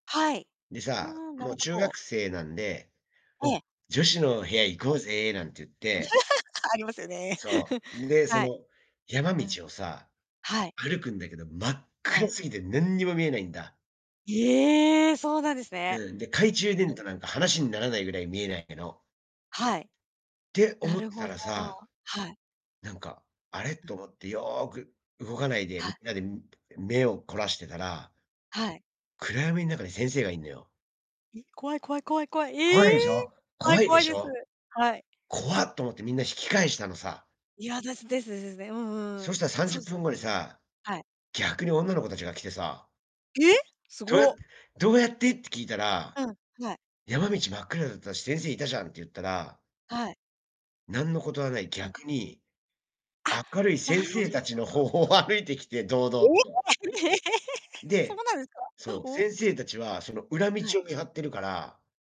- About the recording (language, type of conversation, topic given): Japanese, unstructured, 子どもの頃の一番好きな思い出は何ですか？
- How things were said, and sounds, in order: chuckle; chuckle; unintelligible speech; surprised: "ええ！"; surprised: "え！"; unintelligible speech; distorted speech; laughing while speaking: "方を"; laugh; other background noise